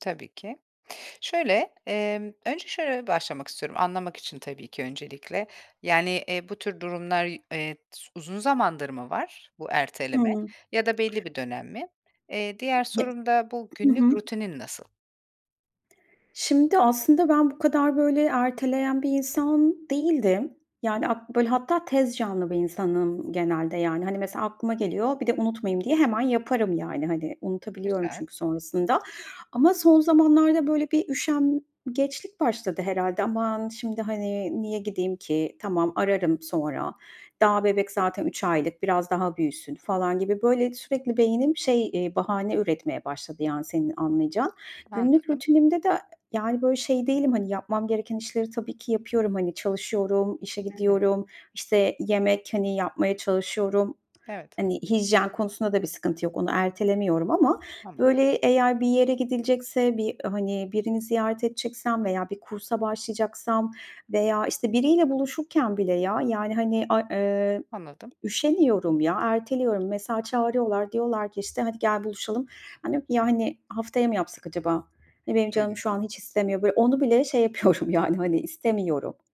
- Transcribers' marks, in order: other background noise; tapping; laughing while speaking: "yapıyorum"
- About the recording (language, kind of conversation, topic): Turkish, advice, Sürekli erteleme alışkanlığını nasıl kırabilirim?